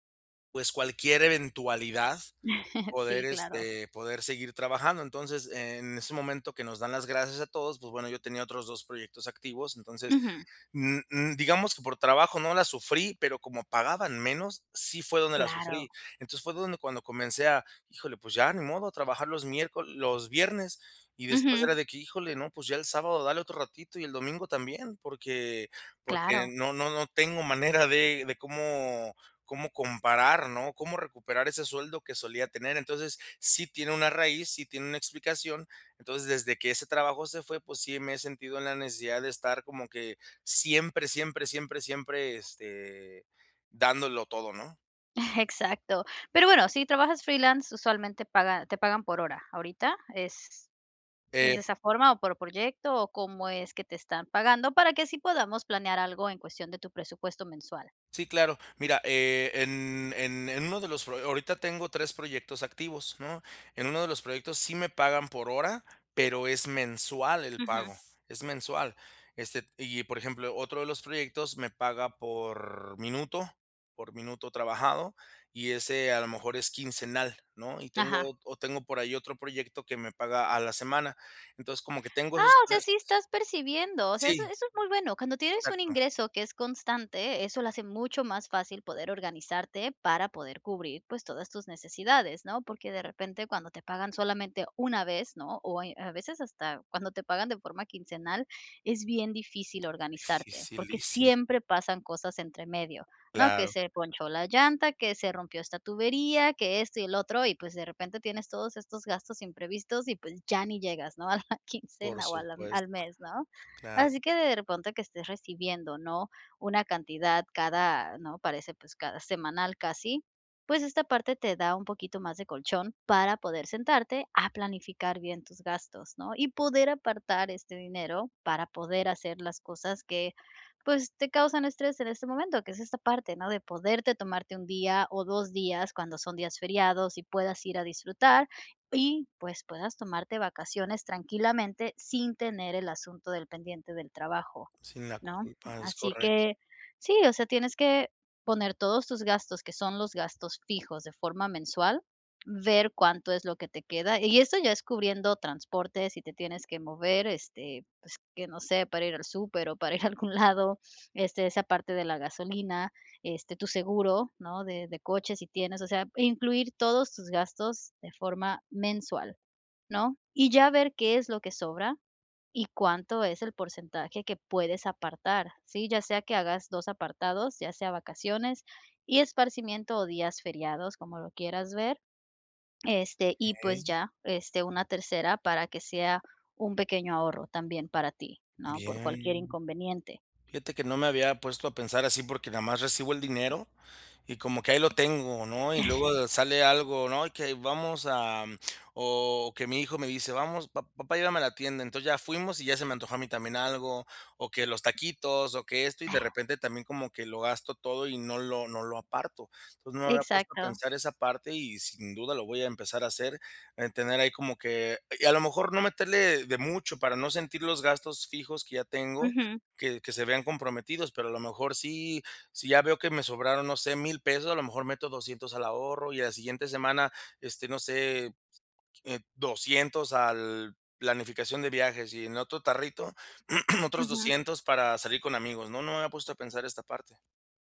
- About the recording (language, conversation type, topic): Spanish, advice, ¿Cómo puedo manejar el estrés durante celebraciones y vacaciones?
- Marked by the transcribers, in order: laugh; other background noise; chuckle; chuckle; chuckle; chuckle; throat clearing